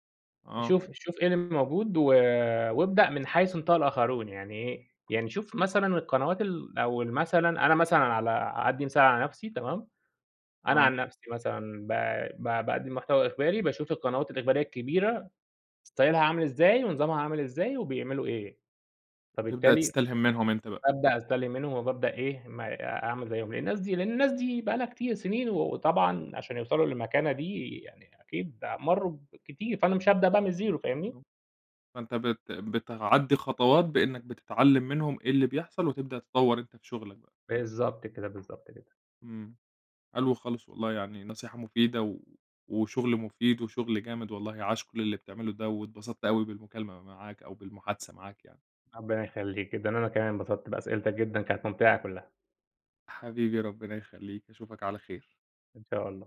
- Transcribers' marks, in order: in English: "ستايلها"; tapping
- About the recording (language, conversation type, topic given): Arabic, podcast, إيه اللي بيحرّك خيالك أول ما تبتدي مشروع جديد؟